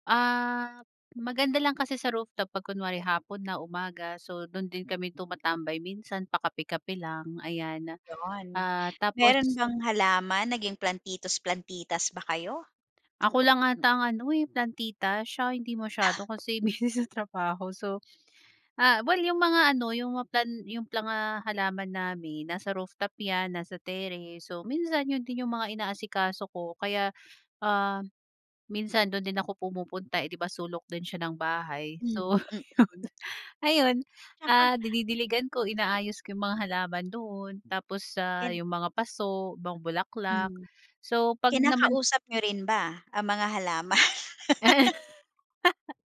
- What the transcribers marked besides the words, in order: tapping; other background noise; laughing while speaking: "busy"; laughing while speaking: "ayun"; chuckle; laughing while speaking: "halaman?"; laugh
- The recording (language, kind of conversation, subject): Filipino, podcast, Ano ang paborito mong sulok sa bahay at bakit?